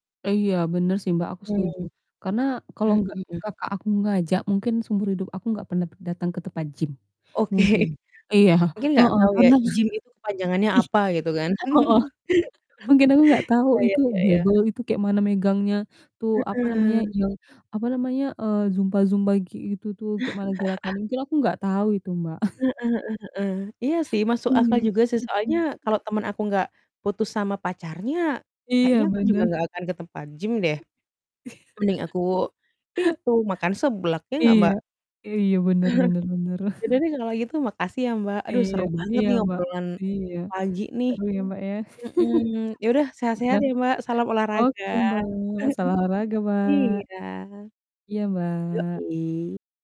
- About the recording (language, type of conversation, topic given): Indonesian, unstructured, Apa yang biasanya membuat orang sulit konsisten berolahraga?
- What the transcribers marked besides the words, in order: distorted speech; laughing while speaking: "Oke"; laughing while speaking: "Iya"; chuckle; laughing while speaking: "i heeh"; "barbel" said as "bebel"; chuckle; "zumba-zumba" said as "zumpa-zumba"; chuckle; chuckle; other background noise; laughing while speaking: "Iya"; chuckle; chuckle; chuckle; chuckle